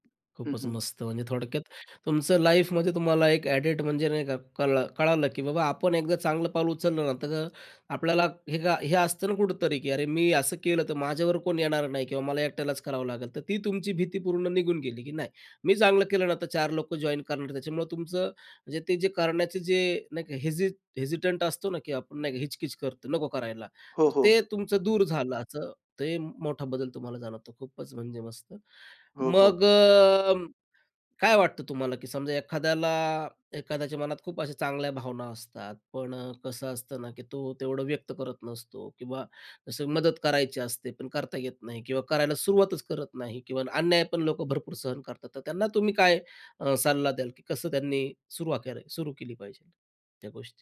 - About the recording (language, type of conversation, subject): Marathi, podcast, तुला कोणत्या परिस्थितीत स्वतःचा खरा चेहरा दिसतो असे वाटते?
- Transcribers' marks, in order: tapping; other background noise; in English: "लाईफमध्ये"; in English: "हेजी हेजिटंट"